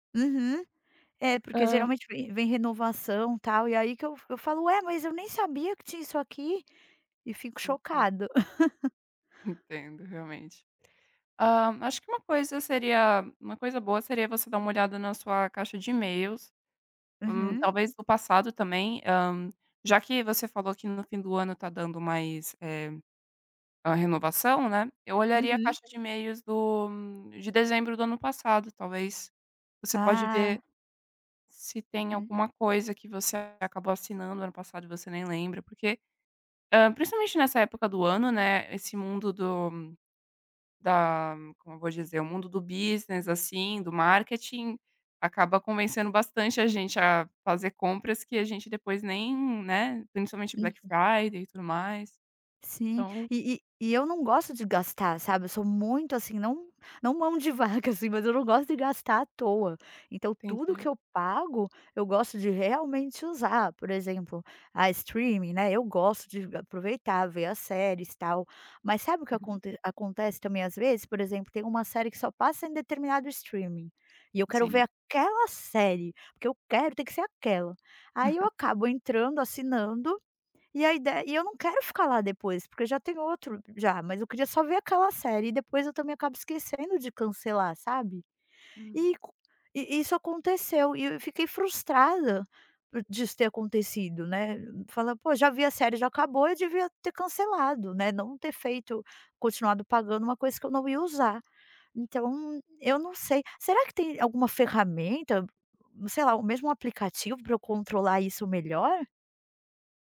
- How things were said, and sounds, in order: tapping; in English: "business"; in English: "Black Friday"; chuckle
- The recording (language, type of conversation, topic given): Portuguese, advice, Como identificar assinaturas acumuladas que passam despercebidas no seu orçamento?